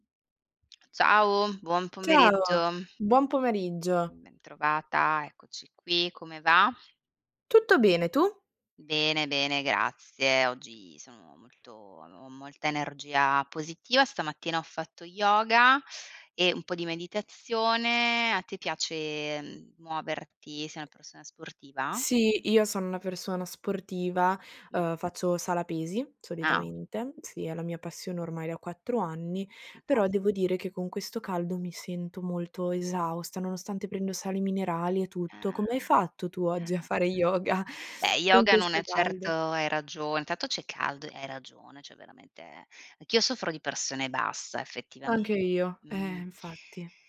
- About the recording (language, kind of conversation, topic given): Italian, unstructured, Come posso restare motivato a fare esercizio ogni giorno?
- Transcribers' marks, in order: other background noise; tapping; "cioè" said as "ceh"